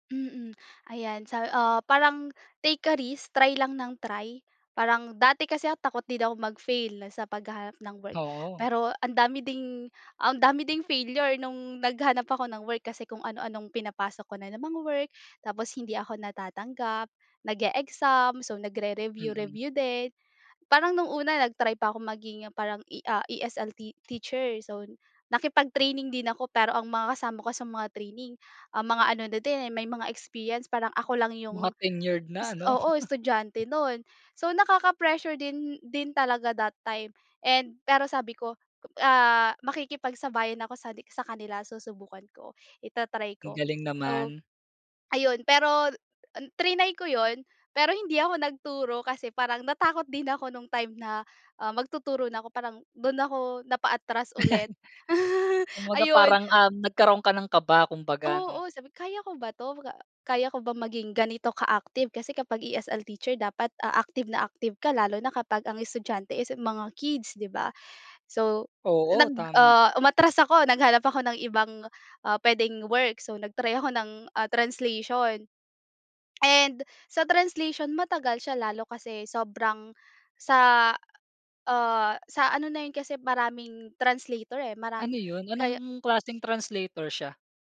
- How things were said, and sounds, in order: in English: "take a risk"; chuckle; chuckle; tapping; chuckle
- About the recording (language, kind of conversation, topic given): Filipino, podcast, Ano ang pinaka-memorable na learning experience mo at bakit?